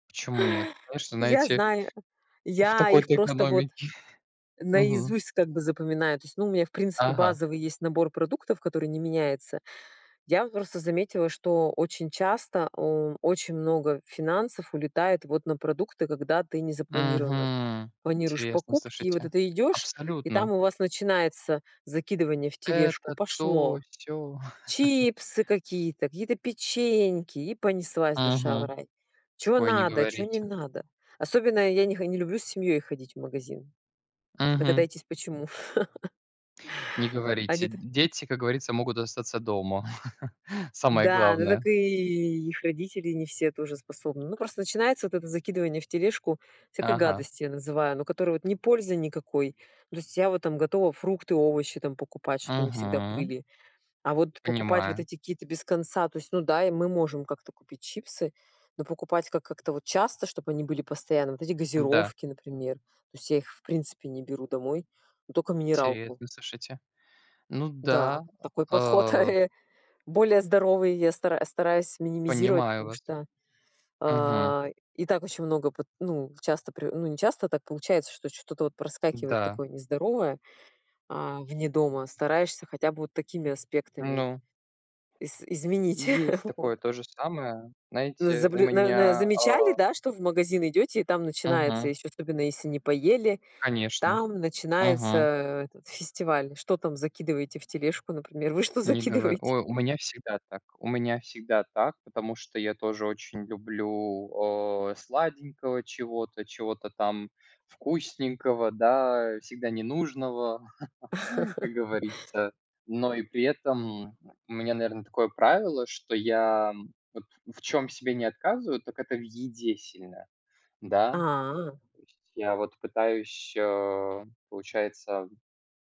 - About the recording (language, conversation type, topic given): Russian, unstructured, Как вы обычно планируете бюджет на месяц?
- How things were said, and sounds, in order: other background noise; tapping; chuckle; drawn out: "Мгм"; laugh; chuckle; chuckle; laugh; laugh; laughing while speaking: "Вы что закидываете?"; laugh; chuckle